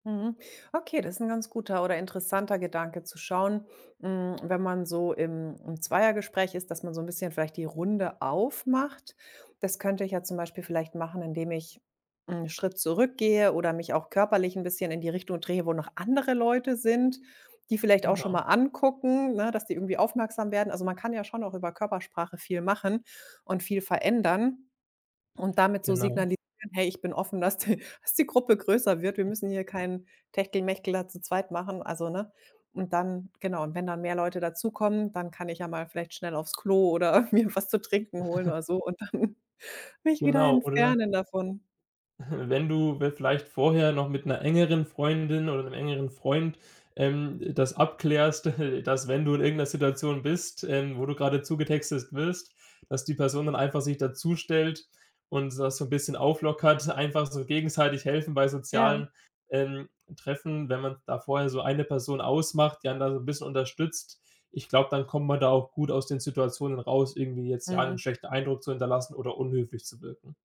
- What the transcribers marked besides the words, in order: laughing while speaking: "die"; other background noise; laughing while speaking: "oder mir"; chuckle; laughing while speaking: "dann"; chuckle; chuckle
- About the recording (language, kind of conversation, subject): German, advice, Wie meistere ich Smalltalk bei Netzwerktreffen?